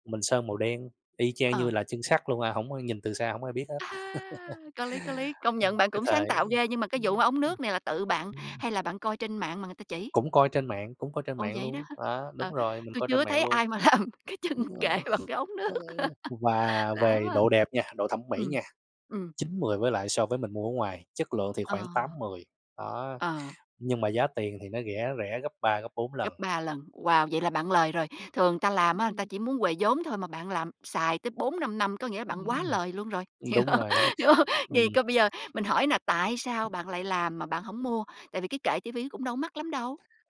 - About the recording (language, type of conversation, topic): Vietnamese, podcast, Bạn có thể kể về một món đồ bạn tự tay làm mà bạn rất tự hào không?
- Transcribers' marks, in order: chuckle; other background noise; tapping; laughing while speaking: "làm cái chân kệ bằng cái ống nước"; other noise; laugh; "người" said as "ừ"; laughing while speaking: "Hiểu hông? Hiểu hông?"